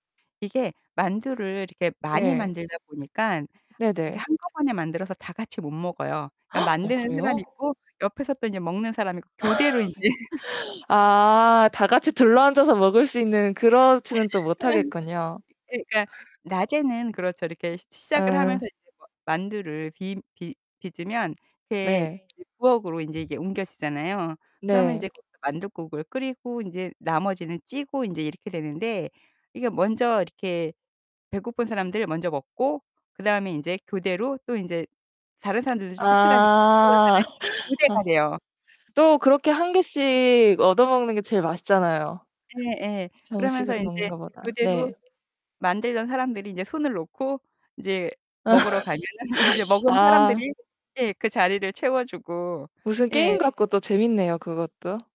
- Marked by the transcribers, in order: distorted speech; tapping; gasp; laugh; background speech; laugh; other background noise; laugh; unintelligible speech; laugh
- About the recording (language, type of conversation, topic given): Korean, podcast, 함께 음식을 나누며 생긴 기억 하나를 들려주실 수 있나요?
- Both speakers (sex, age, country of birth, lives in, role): female, 25-29, South Korea, Germany, host; female, 55-59, South Korea, United States, guest